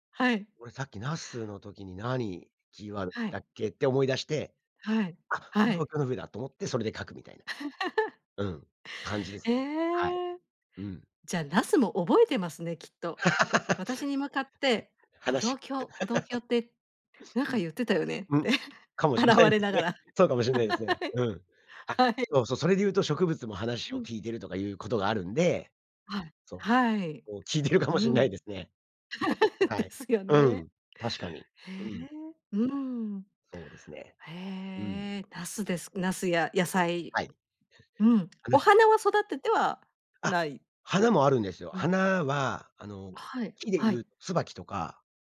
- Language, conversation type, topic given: Japanese, podcast, アイデアをどのように書き留めていますか？
- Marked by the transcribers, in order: tapping; laugh; laugh; laughing while speaking: "かもしんないですね"; laughing while speaking: "って"; laugh; laughing while speaking: "はい"; laughing while speaking: "聞いているかもしんないですね"; laugh; laughing while speaking: "ですよね"; other noise